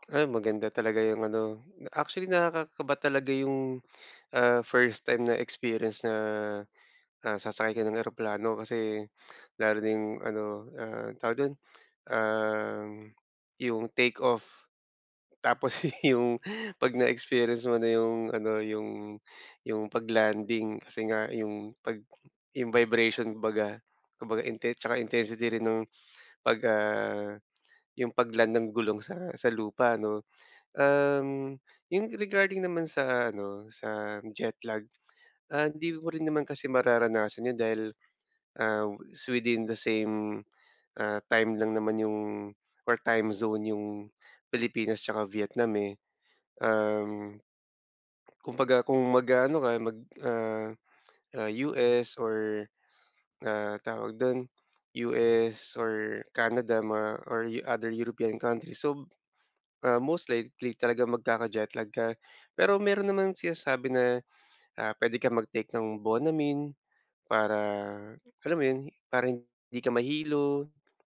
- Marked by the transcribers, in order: tapping; breath; laughing while speaking: "yung"; lip smack; in English: "time zone"; lip smack
- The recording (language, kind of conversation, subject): Filipino, advice, Paano ko malalampasan ang kaba kapag naglilibot ako sa isang bagong lugar?